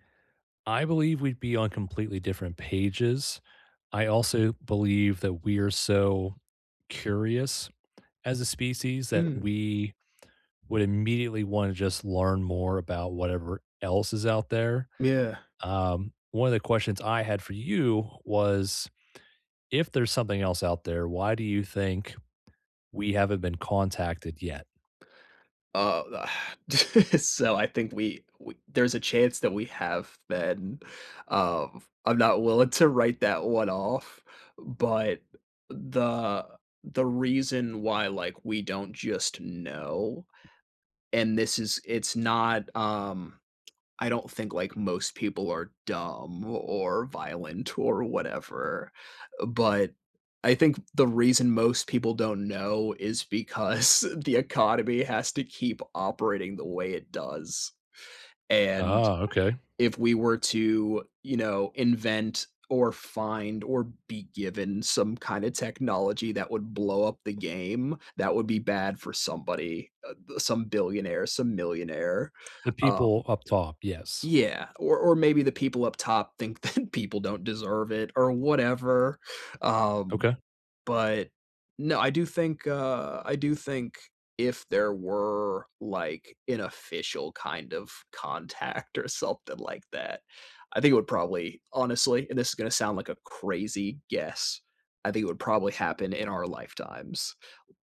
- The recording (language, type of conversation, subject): English, unstructured, What do you find most interesting about space?
- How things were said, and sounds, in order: sigh; chuckle; tapping; laughing while speaking: "because"; laughing while speaking: "that"